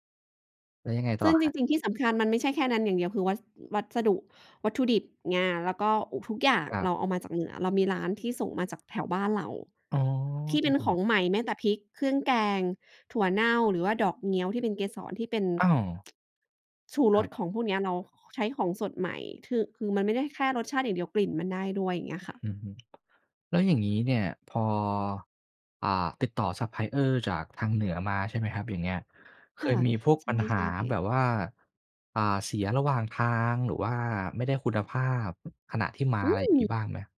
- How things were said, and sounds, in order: tsk; tapping; in English: "ซัปพลายเออร์"
- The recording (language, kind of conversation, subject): Thai, podcast, มีกลิ่นหรือรสอะไรที่ทำให้คุณนึกถึงบ้านขึ้นมาทันทีบ้างไหม?